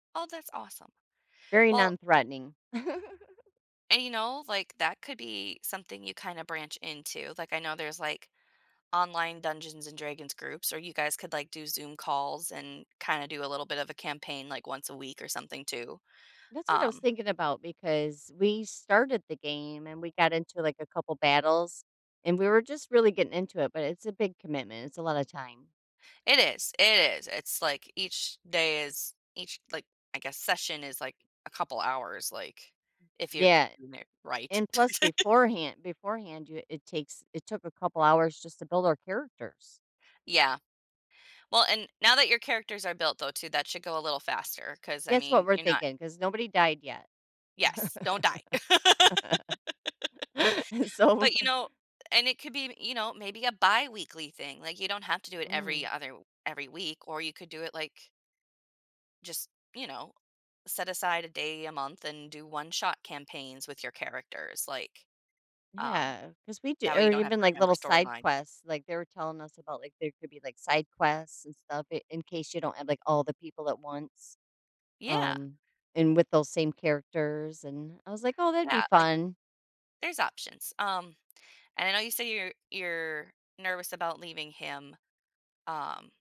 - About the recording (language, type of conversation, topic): English, advice, How can I reconnect with friends and family?
- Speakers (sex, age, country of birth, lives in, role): female, 35-39, United States, United States, advisor; female, 50-54, United States, United States, user
- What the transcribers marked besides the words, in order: giggle; laugh; laugh; laughing while speaking: "It's so f"